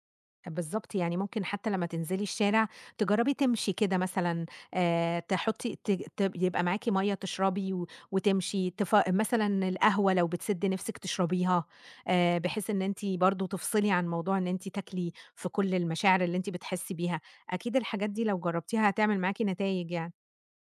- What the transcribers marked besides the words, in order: none
- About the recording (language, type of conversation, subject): Arabic, advice, ليه باكل كتير لما ببقى متوتر أو زعلان؟